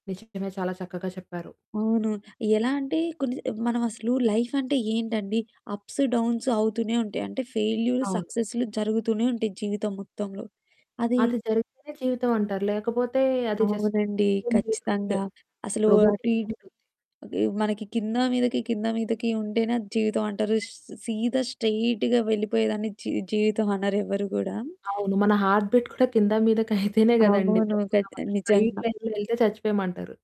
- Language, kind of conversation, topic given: Telugu, podcast, విఫలమైన తర్వాత మీరు మళ్లీ ఎలా నిలబడ్డారు?
- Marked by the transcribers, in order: static; distorted speech; in English: "అప్స్"; in English: "ఫెయిల్యూర్"; in English: "జస్ట్ రోబోటిక్‌గా"; unintelligible speech; in English: "స్ట్రెయిట్‌గా"; other background noise; in English: "హార్ట్ బీట్"; chuckle; in English: "స్ట్రెయిట్ లైన్‌లో"